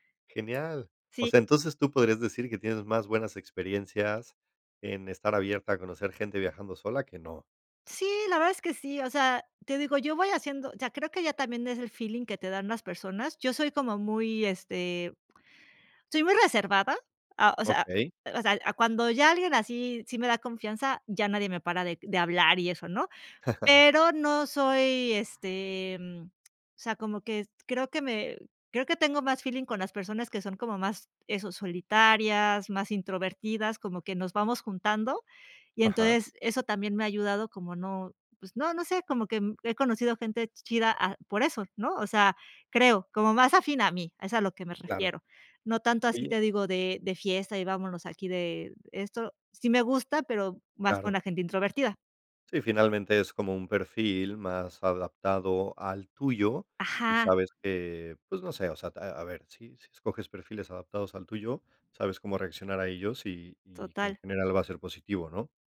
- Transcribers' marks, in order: chuckle
- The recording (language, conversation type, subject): Spanish, podcast, ¿Qué haces para conocer gente nueva cuando viajas solo?